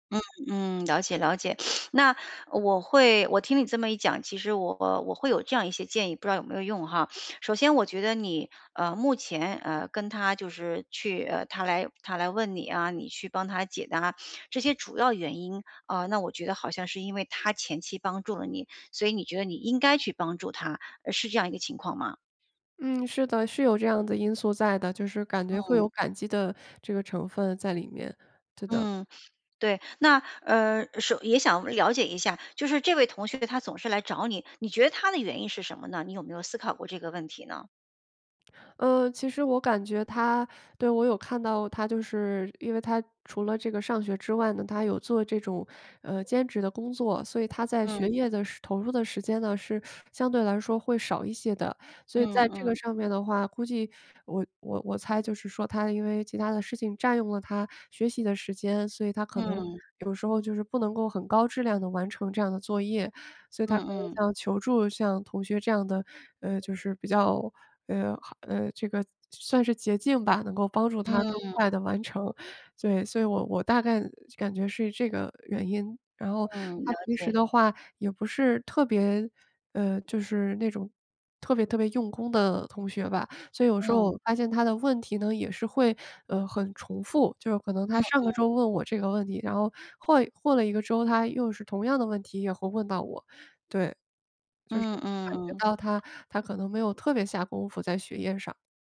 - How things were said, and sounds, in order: other noise; tapping
- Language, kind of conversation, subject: Chinese, advice, 我如何在一段消耗性的友谊中保持自尊和自我价值感？